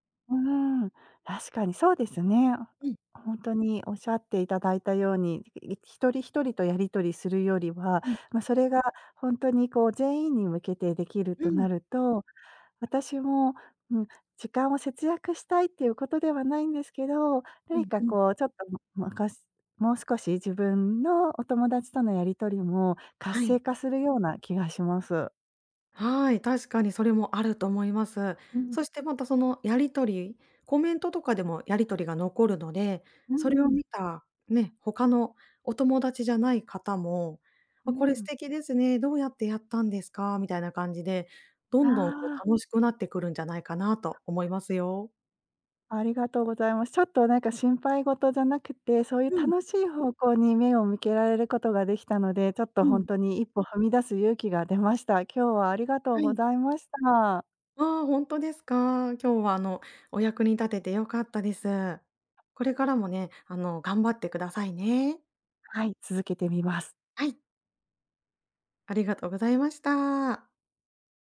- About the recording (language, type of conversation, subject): Japanese, advice, 完璧を求めすぎて取りかかれず、なかなか決められないのはなぜですか？
- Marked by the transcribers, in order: other background noise